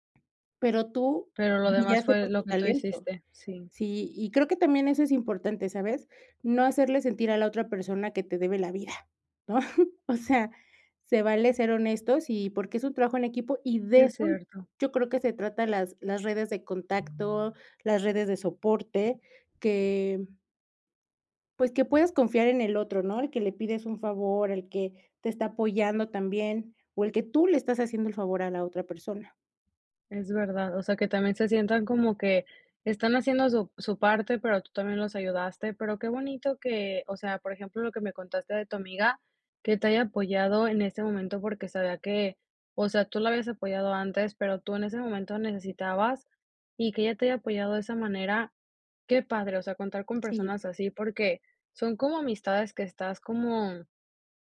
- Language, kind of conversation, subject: Spanish, podcast, ¿Cómo creas redes útiles sin saturarte de compromisos?
- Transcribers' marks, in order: chuckle; alarm